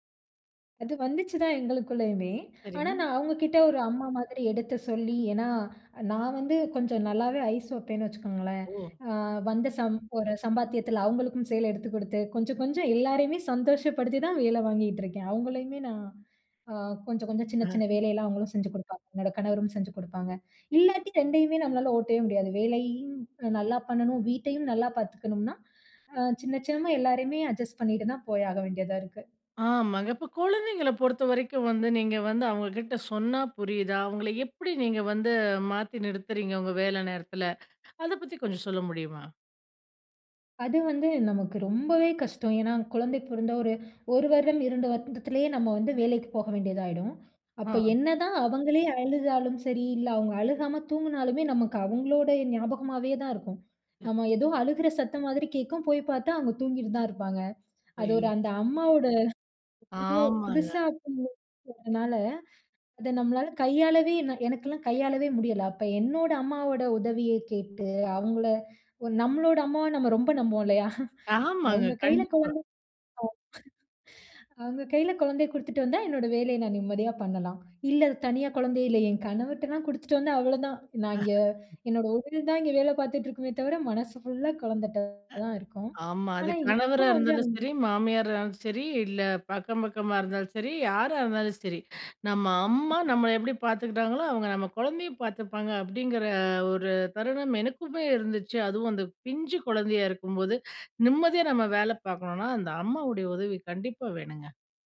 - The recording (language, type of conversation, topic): Tamil, podcast, வேலைக்கும் வீட்டுக்கும் இடையிலான எல்லையை நீங்கள் எப்படிப் பராமரிக்கிறீர்கள்?
- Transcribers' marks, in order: in English: "அட்ஜஸ்ட்"; unintelligible speech; unintelligible speech; chuckle; laugh; other noise